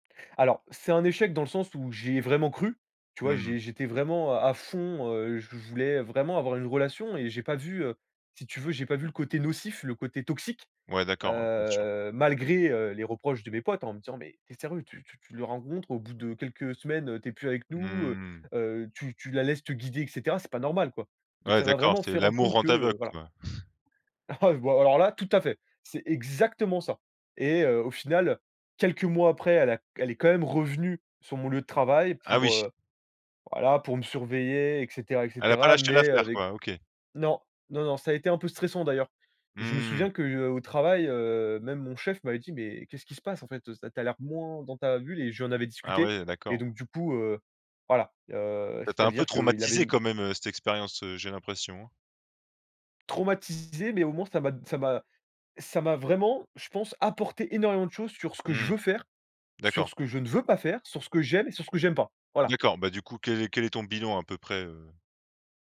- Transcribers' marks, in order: chuckle; stressed: "exactement"; tapping; stressed: "veux"; stressed: "veux pas"
- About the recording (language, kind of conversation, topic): French, podcast, As-tu déjà perdu quelque chose qui t’a finalement apporté autre chose ?